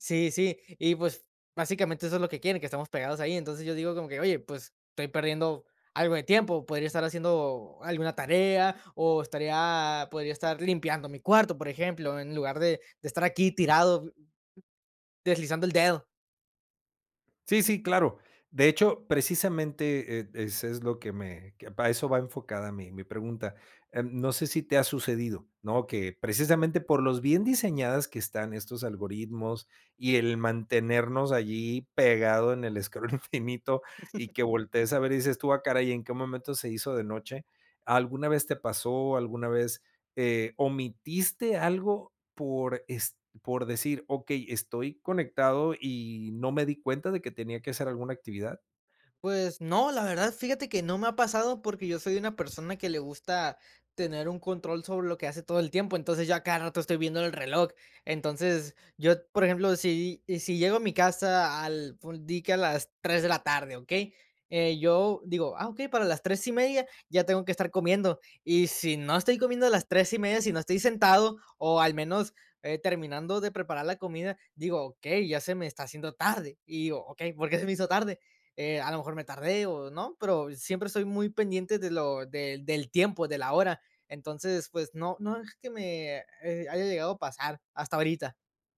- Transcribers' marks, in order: other background noise; laughing while speaking: "infinito"; chuckle
- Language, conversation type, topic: Spanish, podcast, ¿En qué momentos te desconectas de las redes sociales y por qué?